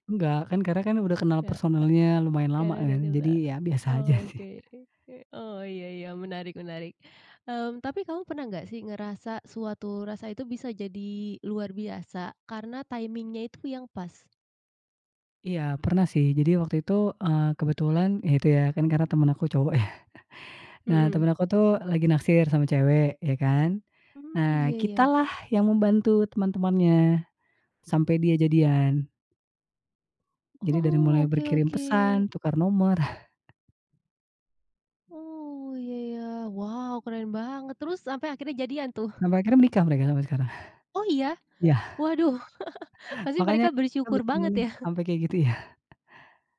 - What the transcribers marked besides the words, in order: chuckle; chuckle
- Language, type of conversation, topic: Indonesian, podcast, Apa trikmu agar hal-hal sederhana terasa berkesan?